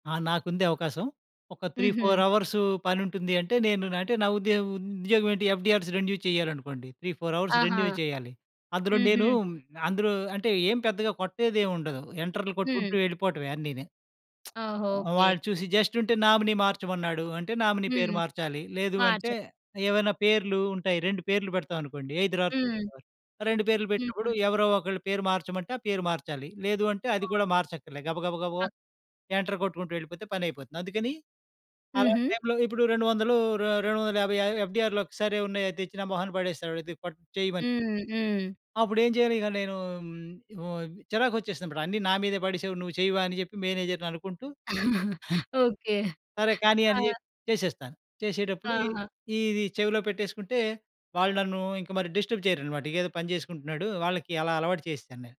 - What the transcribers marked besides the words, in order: in English: "త్రీ ఫోర్"; in English: "ఎఫ్‌డి‌ఆర్‌స్ రెన్యూ"; in English: "త్రీ ఫోర్ అవర్స్ రెన్యూ"; lip smack; in English: "జస్ట్"; in English: "నామినీ"; in English: "నామినీ"; in English: "ఐదర్"; in English: "ఎంటర్"; other noise; in English: "టైమ్‌లో"; in English: "మేనేజర్‌ని"; chuckle; in English: "డిస్టర్బ్"
- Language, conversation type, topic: Telugu, podcast, సంగీతం మీ ఏకాగ్రతకు సహాయపడుతుందా?